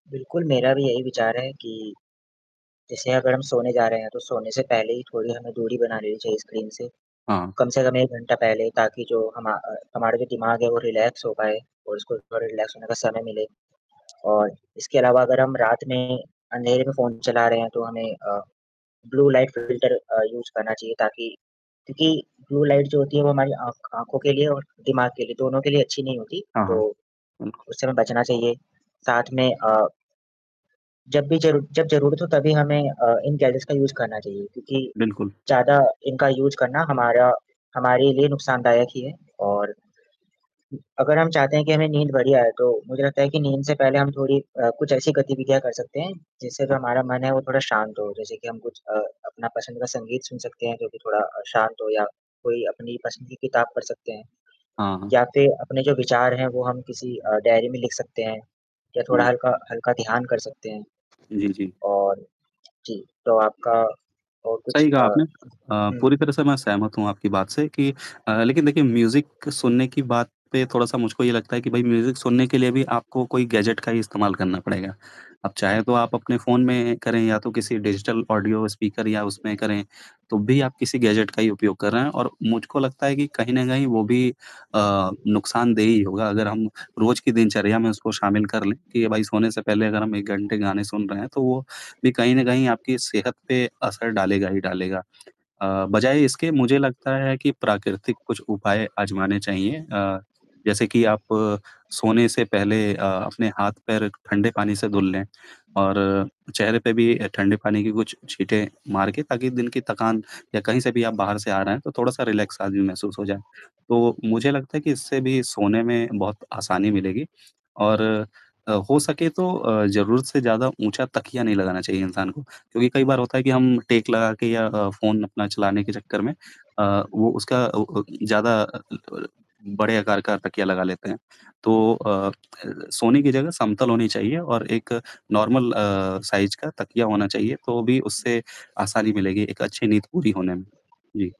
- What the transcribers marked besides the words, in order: static; in English: "रिलैक्स"; in English: "रिलैक्स"; distorted speech; in English: "ब्लू लाइट फ़िल्टर"; in English: "यूज़"; in English: "गैजेट्स"; in English: "यूज़"; in English: "यूज़"; other noise; tapping; in English: "म्यूज़िक"; in English: "म्यूज़िक"; in English: "गैजेट"; in English: "गैजेट"; in English: "रिलैक्स"; unintelligible speech; in English: "नॉर्मल"; in English: "साइज़"
- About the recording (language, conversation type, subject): Hindi, unstructured, क्या तकनीकी उपकरणों ने आपकी नींद की गुणवत्ता पर असर डाला है?